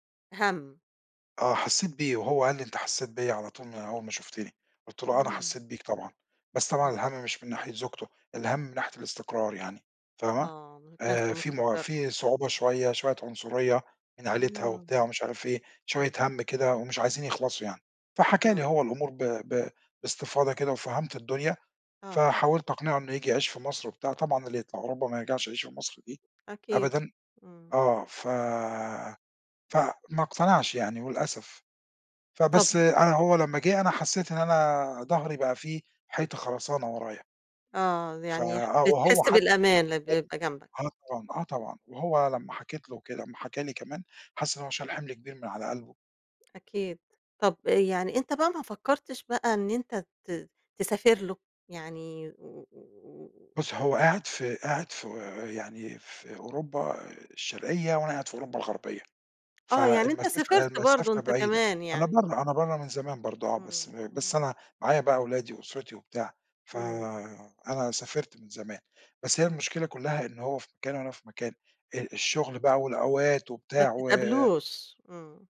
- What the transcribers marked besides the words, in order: tapping; unintelligible speech; unintelligible speech
- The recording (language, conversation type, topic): Arabic, podcast, إحكي لنا عن تجربة أثّرت على صداقاتك؟